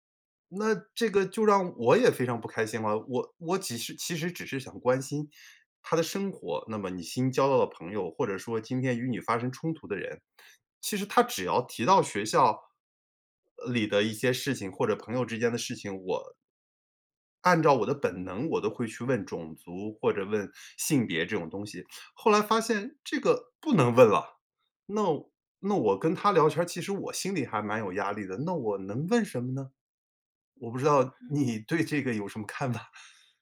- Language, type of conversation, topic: Chinese, advice, 我因为与家人的价值观不同而担心被排斥，该怎么办？
- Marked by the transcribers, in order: laughing while speaking: "你对这个有什么看法"